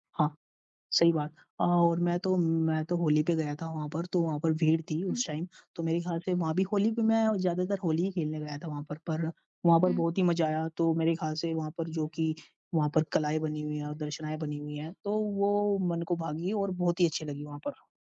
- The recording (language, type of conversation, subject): Hindi, unstructured, क्या आपने कभी कोई ऐसी ऐतिहासिक जगह देखी है जिसने आपको हैरान कर दिया हो?
- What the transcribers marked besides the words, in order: in English: "टाइम"